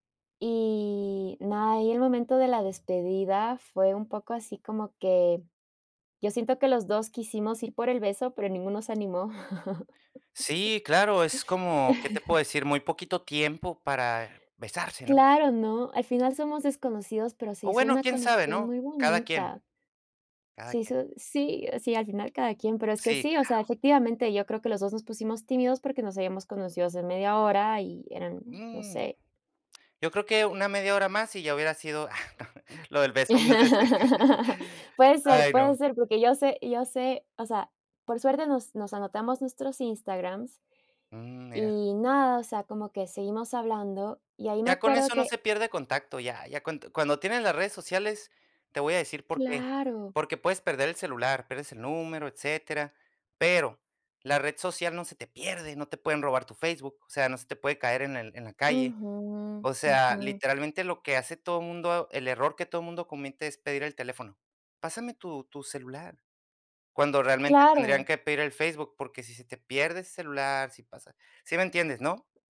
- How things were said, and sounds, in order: chuckle; tapping; chuckle; chuckle; laugh; chuckle
- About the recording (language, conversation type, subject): Spanish, podcast, ¿Puedes contarme sobre una conversación memorable que tuviste con alguien del lugar?
- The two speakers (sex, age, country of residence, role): female, 30-34, United States, guest; male, 30-34, United States, host